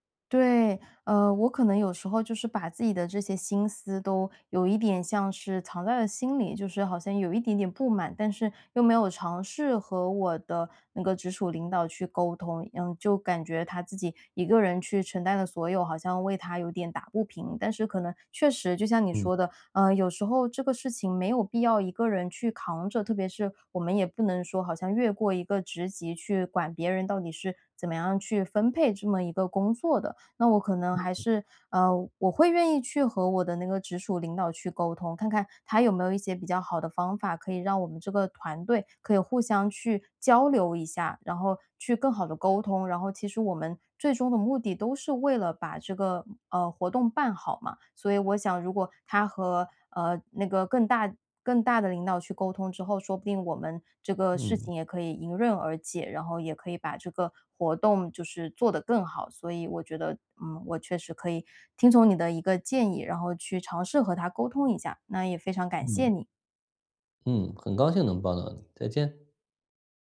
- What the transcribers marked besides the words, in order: none
- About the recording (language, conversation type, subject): Chinese, advice, 我们如何建立安全的反馈环境，让团队敢于分享真实想法？